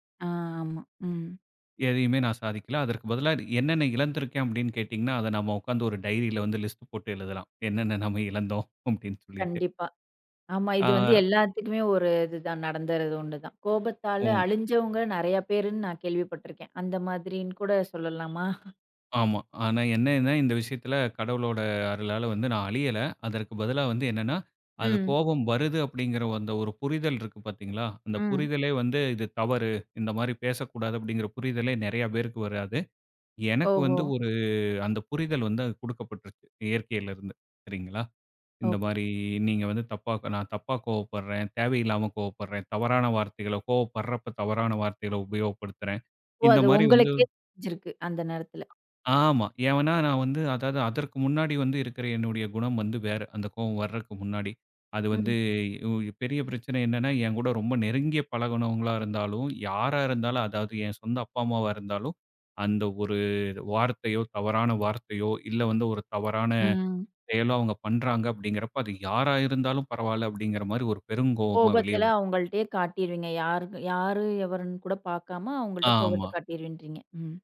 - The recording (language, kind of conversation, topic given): Tamil, podcast, கோபம் வந்தால் நீங்கள் அதை எந்த வழியில் தணிக்கிறீர்கள்?
- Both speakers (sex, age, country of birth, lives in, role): female, 25-29, India, India, host; male, 35-39, India, India, guest
- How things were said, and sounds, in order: in English: "லிஸ்ட்"; laughing while speaking: "என்னென்ன நம்ம இழந்தோம் அப்டின்னு சொல்லிட்டு"; other background noise; "காட்டிருவேன்" said as "காட்டிருவி"